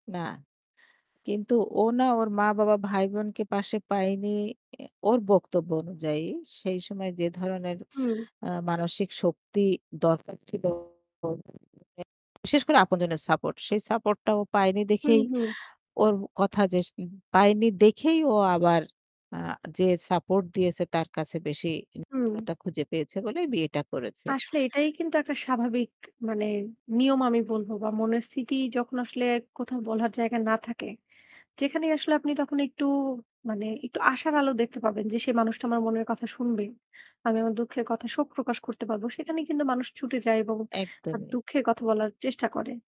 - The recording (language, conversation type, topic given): Bengali, unstructured, কেউ মারা গেলে জীবনে কী কী পরিবর্তন আসে?
- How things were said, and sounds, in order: static; distorted speech; unintelligible speech; in English: "support"; in English: "support"; in English: "support"